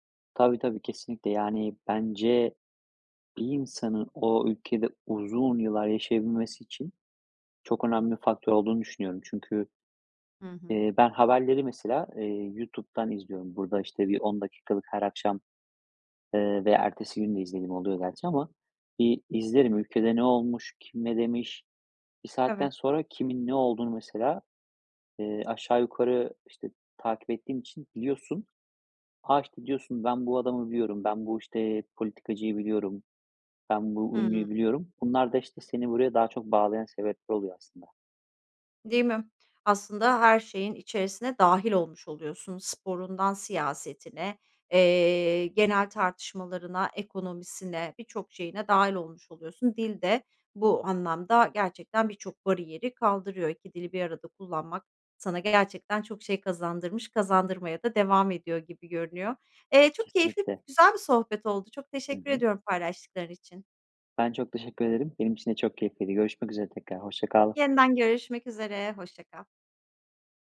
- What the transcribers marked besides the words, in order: tapping; other background noise
- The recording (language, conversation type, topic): Turkish, podcast, İki dili bir arada kullanmak sana ne kazandırdı, sence?